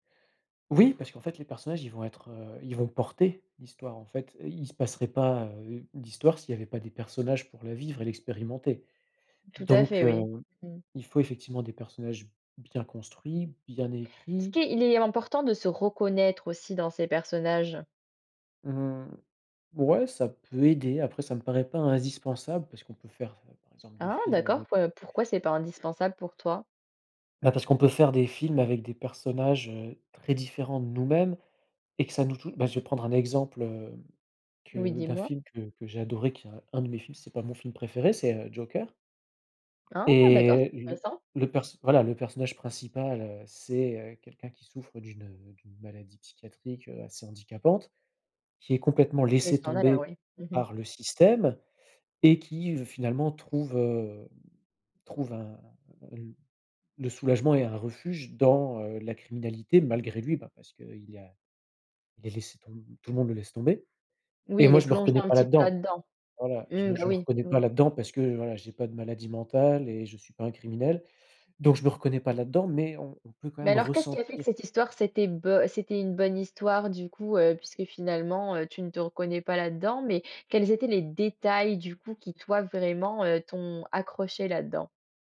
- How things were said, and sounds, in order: other background noise; stressed: "porter"; stressed: "ressentir"; stressed: "détails"
- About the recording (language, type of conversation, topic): French, podcast, Qu’est-ce qui fait, selon toi, une bonne histoire au cinéma ?